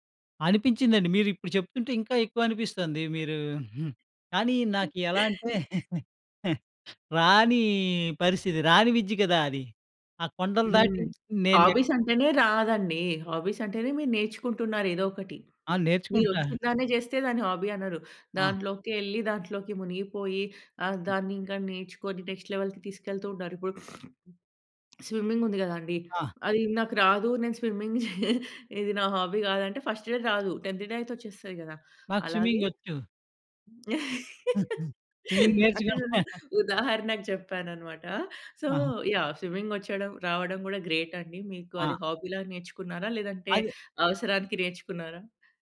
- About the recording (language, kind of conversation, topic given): Telugu, podcast, హాబీని తిరిగి పట్టుకోవడానికి మొదటి చిన్న అడుగు ఏమిటి?
- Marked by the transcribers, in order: giggle; giggle; in English: "హాబీస్"; in English: "హాబీస్"; in English: "హాబీ"; other background noise; in English: "నెక్స్ట్ లెవెల్‌కి"; sniff; in English: "స్విమ్మింగ్"; in English: "స్విమ్మింగ్"; giggle; in English: "హాబీ"; in English: "ఫస్ట్ డే"; in English: "స్విమ్మింగ్"; in English: "టెన్త్ డే"; giggle; in English: "స్విమ్మింగ్"; laugh; chuckle; in English: "సో"; in English: "స్విమ్మింగ్"; in English: "గ్రేట్"; in English: "హాబీలా"